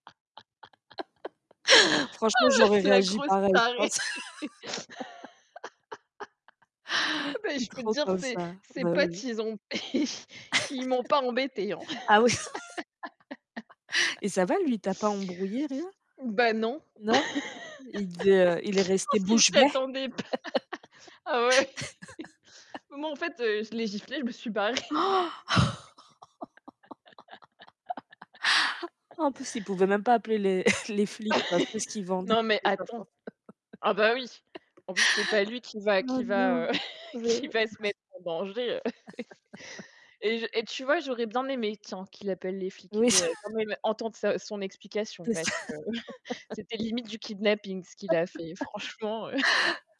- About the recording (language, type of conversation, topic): French, unstructured, Qu’est-ce qui t’énerve le plus quand tu visites une ville touristique ?
- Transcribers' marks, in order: chuckle; laughing while speaking: "Oh mais, la grosse tarée"; chuckle; stressed: "tarée"; chuckle; laugh; chuckle; laugh; laugh; laughing while speaking: "Je pense qu'ils s'y attendaient pas. Ah ouais"; laugh; tapping; gasp; chuckle; laughing while speaking: "barrée"; laugh; chuckle; chuckle; chuckle; distorted speech; other background noise; chuckle; chuckle; chuckle